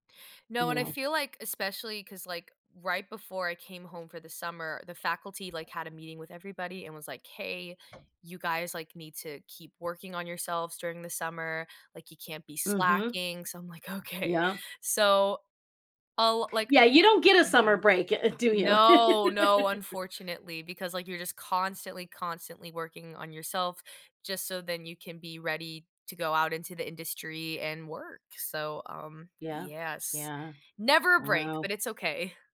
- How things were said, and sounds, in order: other background noise; laugh
- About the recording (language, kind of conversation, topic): English, unstructured, How do you define success in your own life?
- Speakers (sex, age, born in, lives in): female, 20-24, Italy, United States; female, 55-59, United States, United States